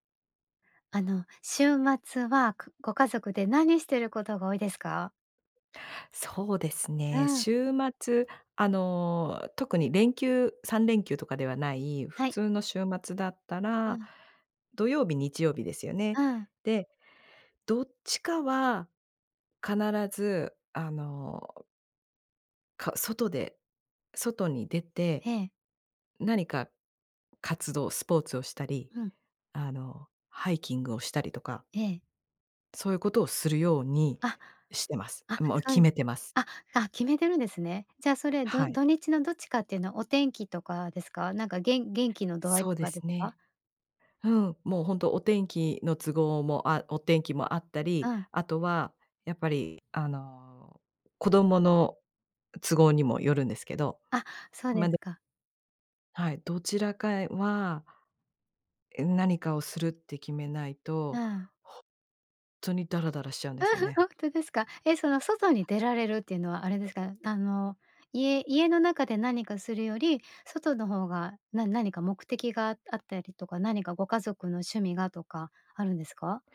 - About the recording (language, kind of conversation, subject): Japanese, podcast, 週末はご家族でどんなふうに過ごすことが多いですか？
- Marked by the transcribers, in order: giggle